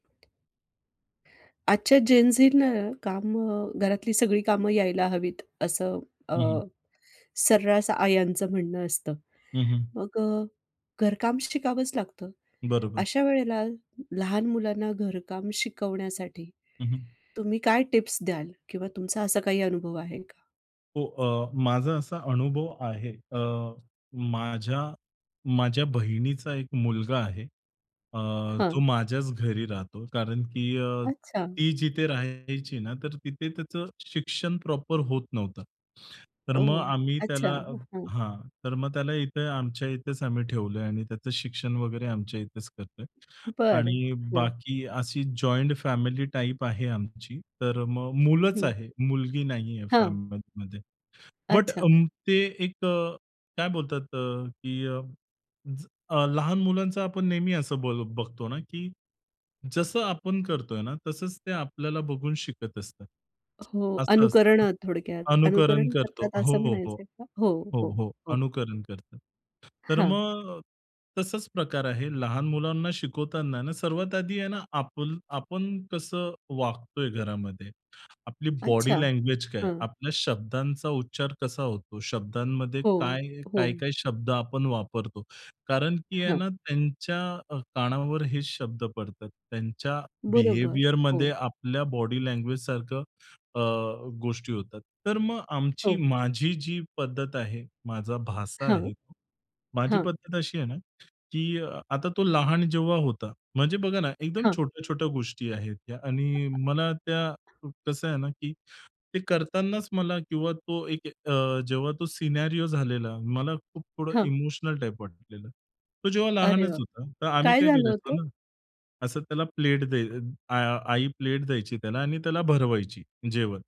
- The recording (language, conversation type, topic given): Marathi, podcast, लहान मुलांना घरकाम शिकवताना तुम्ही काय करता?
- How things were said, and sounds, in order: tapping; other background noise; in English: "प्रॉपर"; in English: "बिहेवियरमध्ये"; "भाचा" said as "भासा"; in English: "सिनेरिओ"